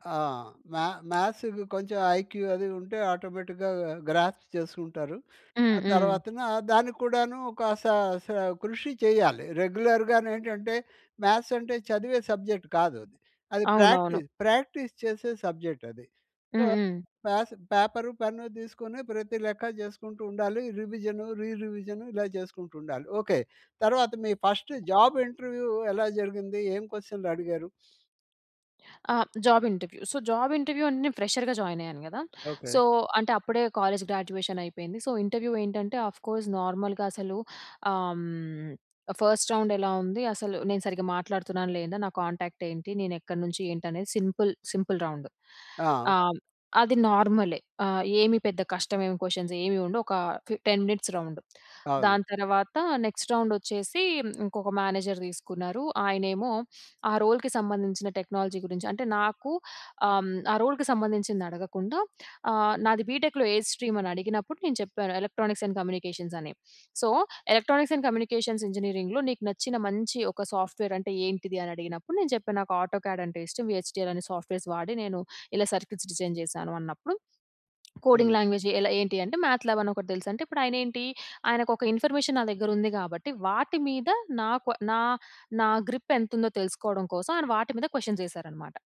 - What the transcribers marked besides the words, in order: in English: "మ్యా మ్యాథ్స్‌కి"; tapping; in English: "ఐక్యూ"; in English: "ఆటోమేటిక్‌గా గ్రాస్ప్"; in English: "రెగ్యులర్‌గా‌ను"; in English: "మ్యాథ్స్"; in English: "సబ్జెక్ట్"; in English: "ప్రాక్టీస్, ప్రాక్టీస్"; in English: "సో"; in English: "రివిజన్, రీ రివిజన్"; in English: "ఫస్ట్ జాబ్ ఇంటర్వ్యూ"; sniff; in English: "జాబ్ ఇంటర్వ్యూ. సో, జాబ్ ఇంటర్వ్యూ"; in English: "ఫ్రెషర్‌గా జాయిన్"; in English: "సో"; in English: "కాలేజ్ గ్రాడ్యుయేషన్"; in English: "సో, ఇంటర్వ్యూ"; in English: "అఫ్‌కోర్స్ నార్మల్‌గా"; in English: "ఫస్ట్ రౌండ్"; in English: "కాంటాక్ట్"; in English: "సింపుల్, సింపుల్ రౌండ్"; in English: "క్వశ్చన్స్"; in English: "టెన్ మినిట్స్ రౌండ్"; in English: "నెక్స్ట్ రౌండ్"; in English: "మేనేజర్"; in English: "రోల్‌కి"; in English: "టెక్నాలజీ"; in English: "రోల్‌కి"; in English: "బీటెక్‌లో"; in English: "స్ట్రీమ్"; in English: "ఎలక్ట్రానిక్స్ అండ్ కమ్యూనికేషన్"; in English: "సో, ఎలక్ట్రానిక్స్ అండ్ కమ్యూనికేషన్స్ ఇంజినీరింగ్‌లో"; in English: "సాఫ్ట్‌వేర్"; in English: "ఆటోకాడ్"; in English: "హెచ్టీఎల్"; in English: "సాఫ్ట్‌వేర్స్"; in English: "సర్‌క్యూట్స్ డిజైన్"; in English: "కోడింగ్ లాంగ్వేజ్"; in English: "మ్యాథ్‌ల్యాబ్"; in English: "ఇన్ఫర్మేషన్"; in English: "గ్రిప్"; in English: "క్వశ్చన్స్"
- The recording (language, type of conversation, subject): Telugu, podcast, ఇంటర్వ్యూకి ముందు మీరు ఎలా సిద్ధమవుతారు?